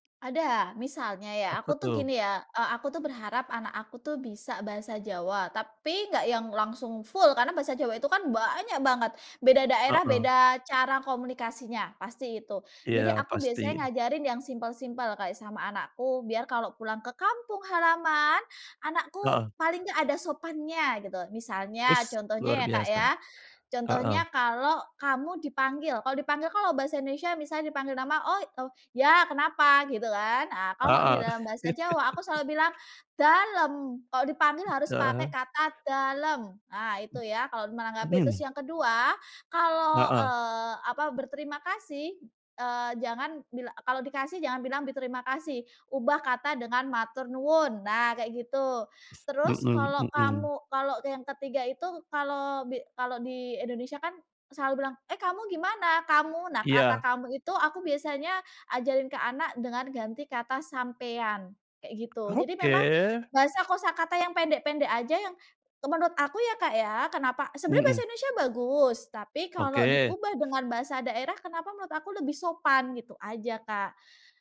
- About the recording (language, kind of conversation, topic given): Indonesian, podcast, Bagaimana kebiasaanmu menggunakan bahasa daerah di rumah?
- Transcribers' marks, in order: chuckle; other background noise; tapping